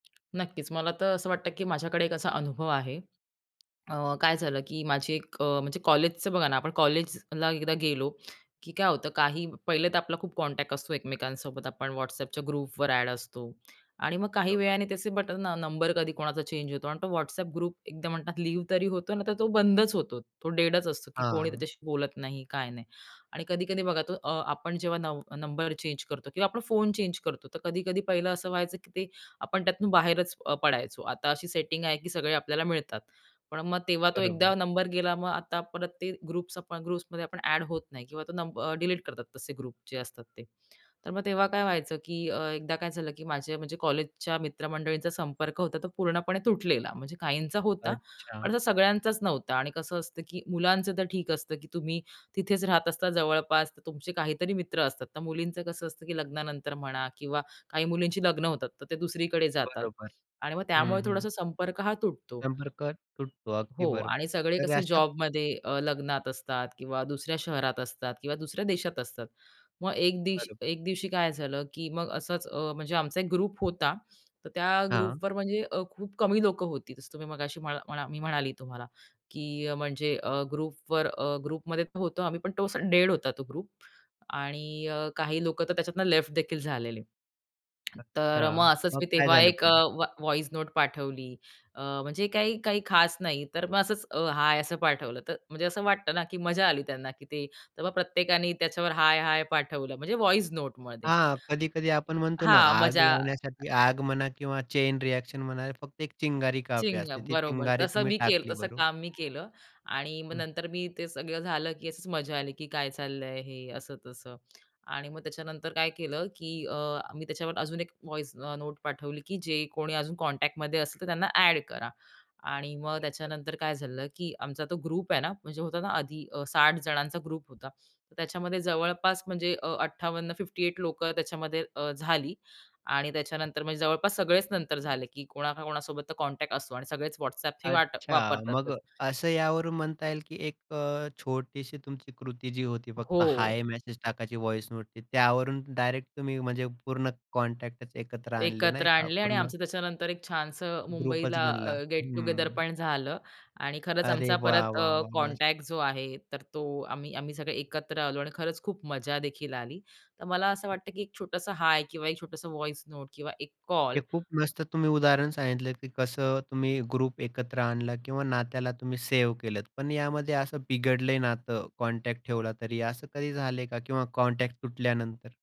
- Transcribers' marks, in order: tapping; in English: "कॉन्टॅक्ट"; in English: "ग्रुपवर"; other background noise; in English: "ग्रुप"; in English: "ग्रुप"; in English: "ग्रुप्समध्ये"; in English: "ग्रुप"; in English: "ग्रुप"; in English: "ग्रुपवर"; in English: "ग्रुपवर"; in English: "ग्रुपमध्ये"; in English: "ग्रुप"; in English: "व्हाई व्हॉइस नोट"; in English: "व्हॉइस नोटमध्ये"; in English: "चैन रिएक्शन"; in English: "व्हॉइस"; in English: "कॉन्टॅक्टमध्ये"; in English: "ग्रुप"; in English: "ग्रुप"; in English: "फिफ्टी ऐट"; other noise; in English: "कॉन्टॅक्ट"; in English: "व्हॉइस नोटनी"; in English: "कॉन्टॅक्टच"; in English: "ग्रुपच"; in English: "गेट टुगेदर"; in English: "कॉन्टॅक्ट"; in English: "व्हॉइस नोट"; in English: "ग्रुप"; in English: "कॉन्टॅक्ट"; in English: "कॉन्टॅक्ट"
- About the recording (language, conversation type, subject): Marathi, podcast, संपर्क टिकवून ठेवण्यासाठी तुम्ही काय करता?